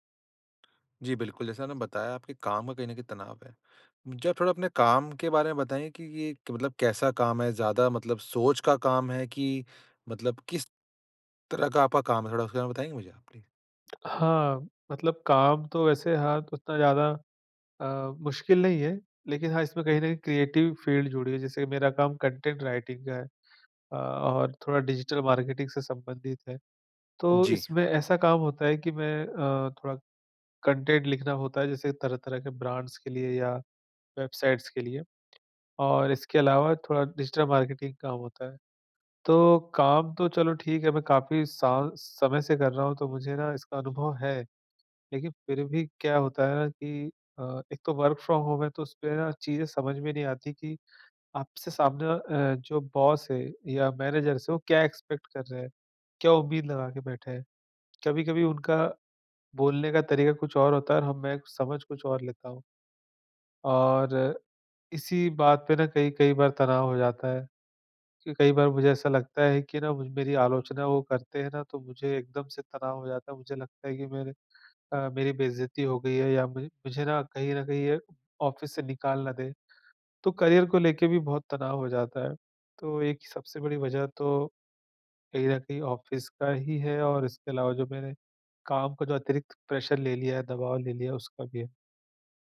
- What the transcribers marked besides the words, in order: in English: "प्लीज़"; tapping; in English: "क्रिएटिव फ़ील्ड"; in English: "कॉन्टेंट राइटिंग"; in English: "डिजिटल मार्केटिंग"; in English: "कॉन्टेंट"; in English: "ब्रांड्स"; in English: "वेबसाइट्स"; in English: "डिजिटल मार्केटिंग"; in English: "वर्क फ्रॉम होम"; in English: "बॉस"; in English: "मैनेजर्स"; in English: "एक्सपेक्ट"; in English: "ऑफ़िस"; in English: "करियर"; in English: "ऑफिस"; in English: "प्रेशर"
- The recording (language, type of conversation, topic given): Hindi, advice, मैं गहरी साँसें लेकर तुरंत तनाव कैसे कम करूँ?